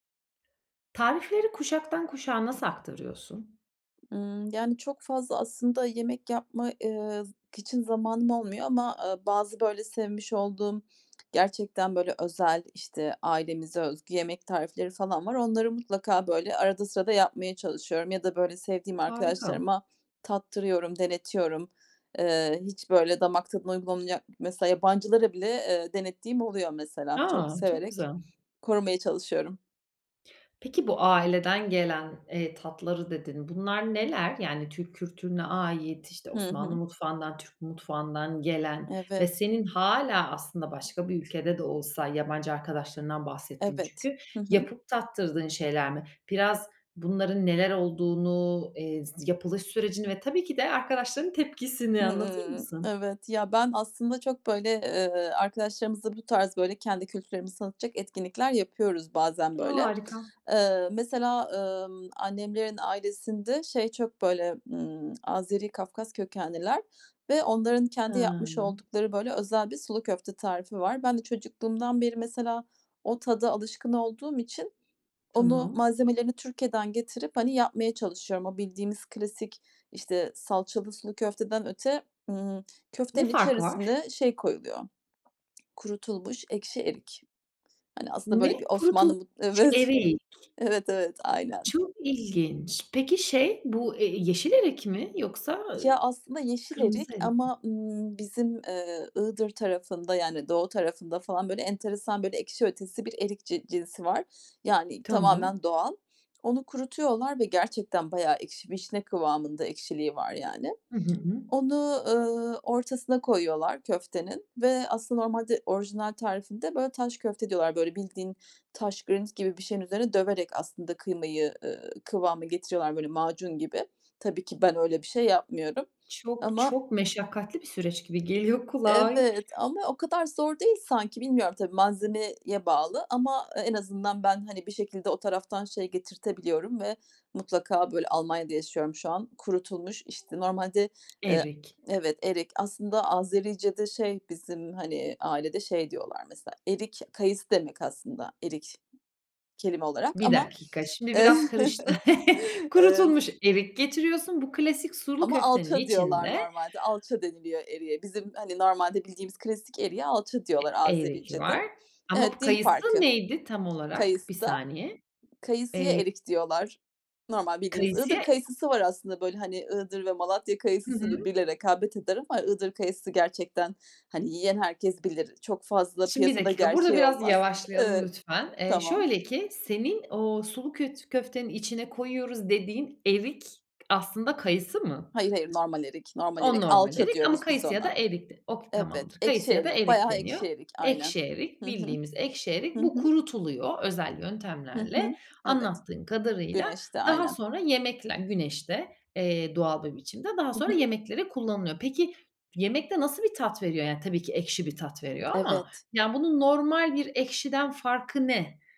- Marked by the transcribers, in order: tapping; lip smack; unintelligible speech; surprised: "Ne? Kurutulmuş erik"; laughing while speaking: "Evet"; chuckle; other background noise
- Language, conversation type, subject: Turkish, podcast, Tarifleri kuşaktan kuşağa nasıl aktarıyorsun?